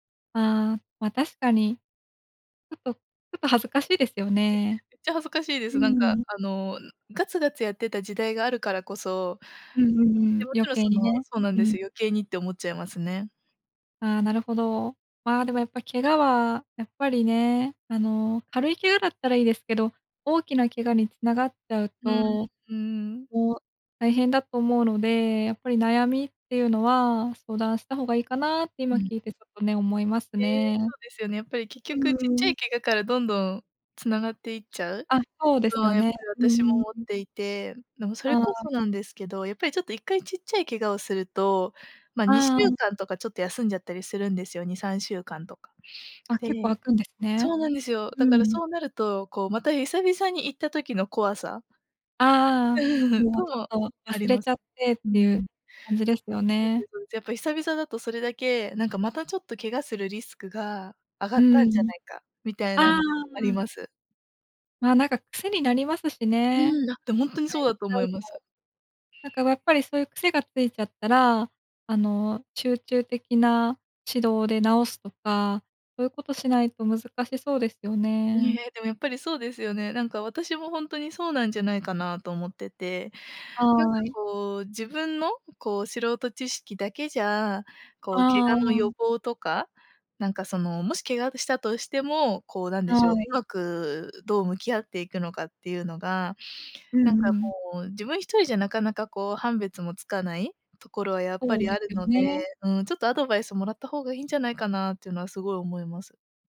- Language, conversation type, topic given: Japanese, advice, 怪我や故障から運動に復帰するのが怖いのですが、どうすれば不安を和らげられますか？
- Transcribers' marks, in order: unintelligible speech; unintelligible speech; chuckle; unintelligible speech; other background noise; "やっぱり" said as "わっぱり"